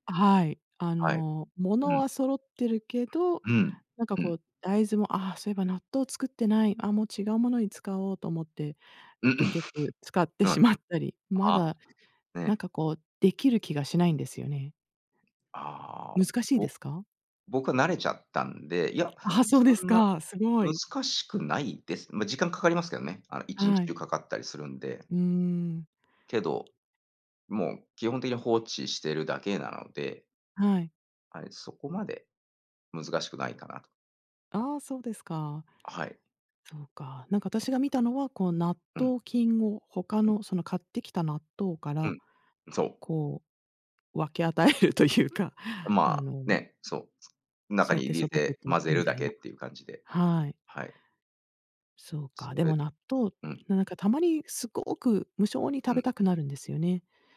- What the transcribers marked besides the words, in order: other background noise; laughing while speaking: "使ってしまったり"; tapping; laughing while speaking: "分け与えるというか"
- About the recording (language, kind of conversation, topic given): Japanese, unstructured, あなたの地域の伝統的な料理は何ですか？